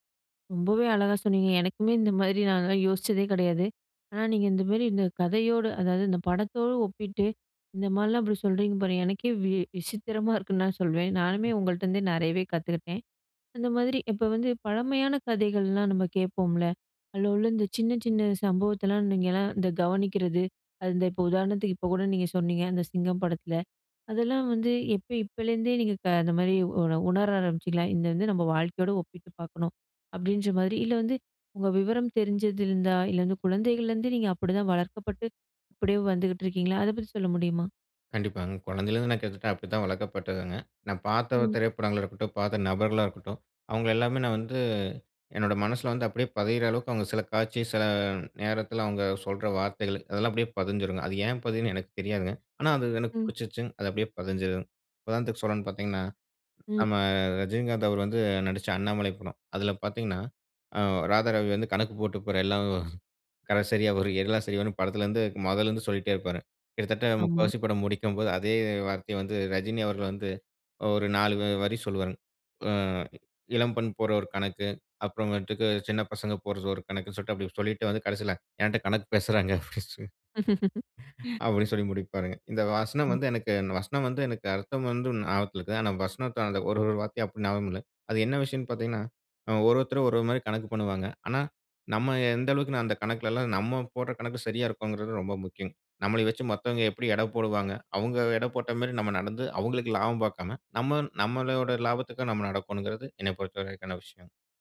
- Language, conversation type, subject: Tamil, podcast, புதுமையான கதைகளை உருவாக்கத் தொடங்குவது எப்படி?
- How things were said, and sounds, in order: other background noise; tapping; other noise; chuckle